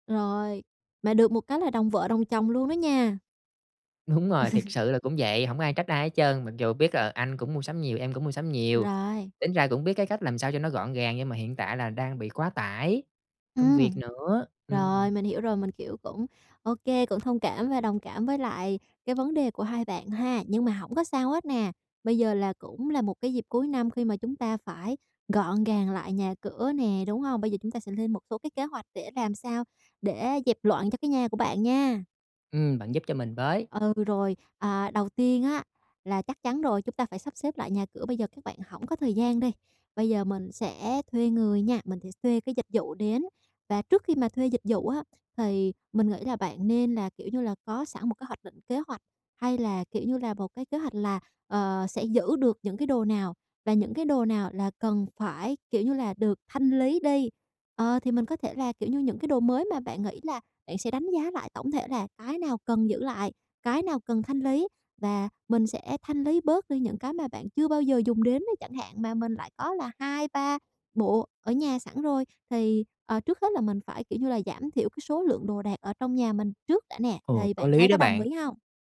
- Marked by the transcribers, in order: laughing while speaking: "Đúng"; laugh; tapping; other background noise
- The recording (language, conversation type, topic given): Vietnamese, advice, Bạn nên bắt đầu sắp xếp và loại bỏ những đồ không cần thiết từ đâu?